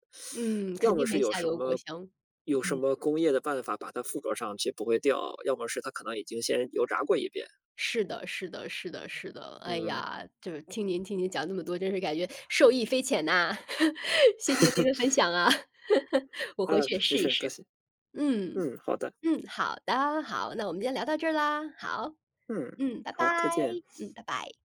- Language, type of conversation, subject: Chinese, podcast, 你能分享一道简单快手菜的做法吗？
- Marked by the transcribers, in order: laugh